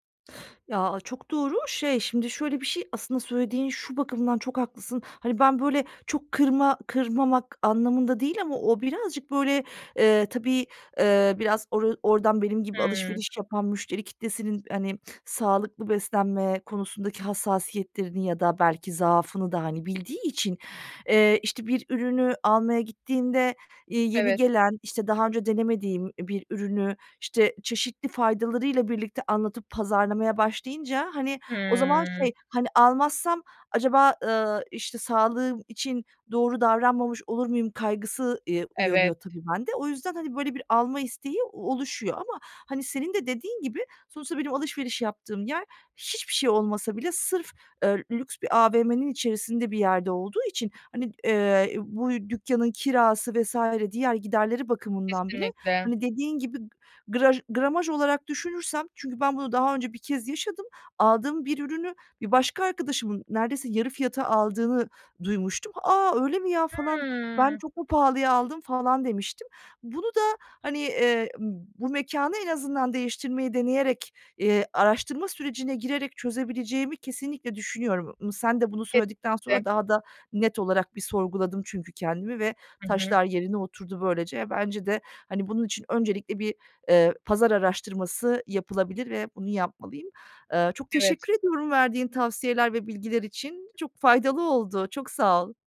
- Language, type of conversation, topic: Turkish, advice, Bütçem kısıtlıyken sağlıklı alışverişi nasıl daha kolay yapabilirim?
- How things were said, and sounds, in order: tapping; other background noise